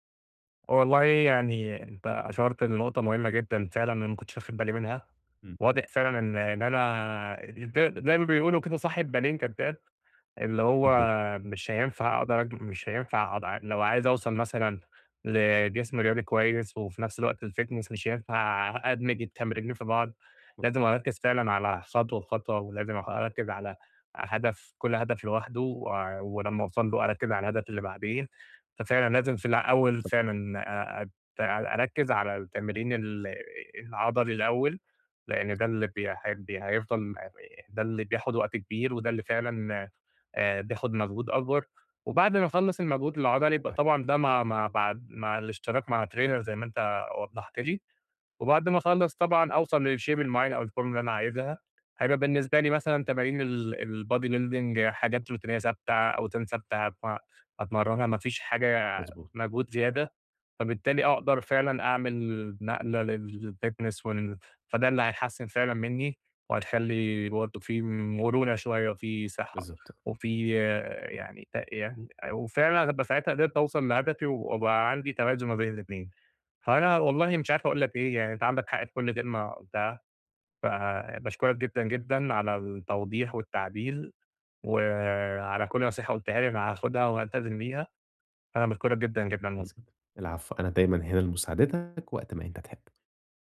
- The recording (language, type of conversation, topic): Arabic, advice, ازاي أتعلم أسمع إشارات جسمي وأظبط مستوى نشاطي اليومي؟
- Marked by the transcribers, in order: unintelligible speech; unintelligible speech; in English: "الFitness"; unintelligible speech; in English: "trainer"; in English: "للshape"; in English: "الفورمة"; in English: "الbody building"; in English: "روتينية"; in English: "للfitness"